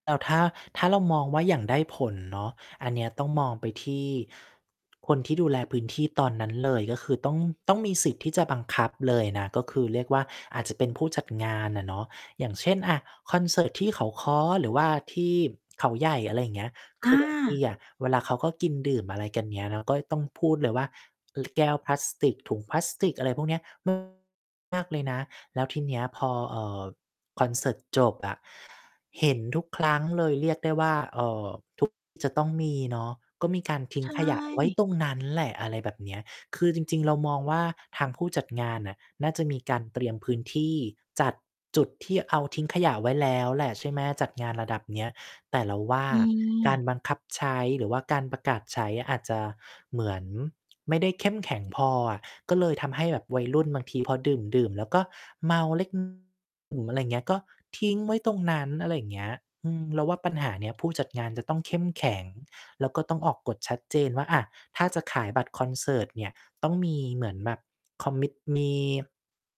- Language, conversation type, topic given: Thai, podcast, เมื่อคุณเห็นคนทิ้งขยะไม่เป็นที่ คุณมักจะทำอย่างไร?
- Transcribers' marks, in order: tapping; distorted speech; in English: "commit"